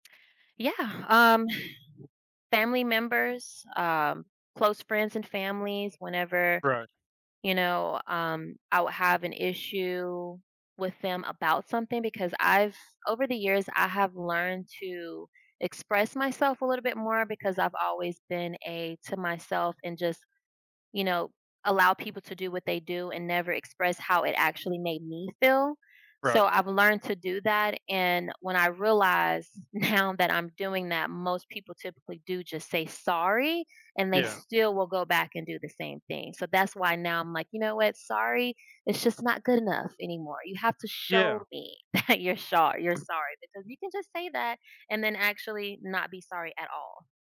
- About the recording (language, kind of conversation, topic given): English, unstructured, What makes an apology truly meaningful to you?
- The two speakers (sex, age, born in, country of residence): female, 30-34, United States, United States; male, 50-54, United States, United States
- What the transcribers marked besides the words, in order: other background noise; laughing while speaking: "now"; laughing while speaking: "that"